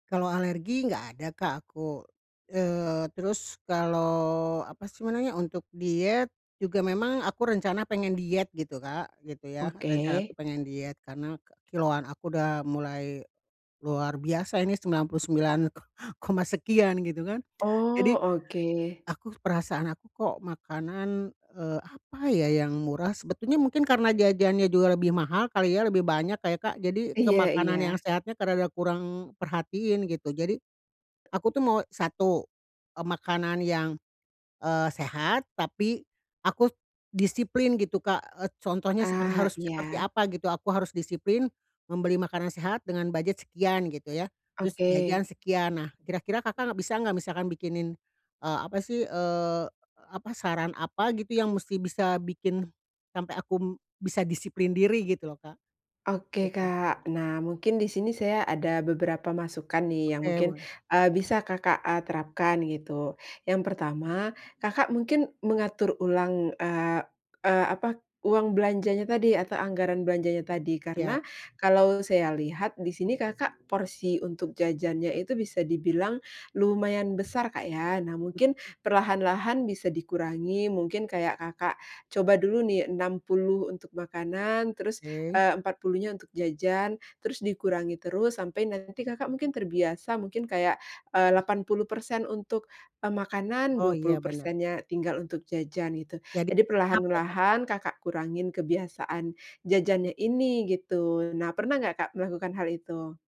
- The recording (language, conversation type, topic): Indonesian, advice, Bagaimana cara makan sehat dengan anggaran belanja yang terbatas?
- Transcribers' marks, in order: chuckle; unintelligible speech; other background noise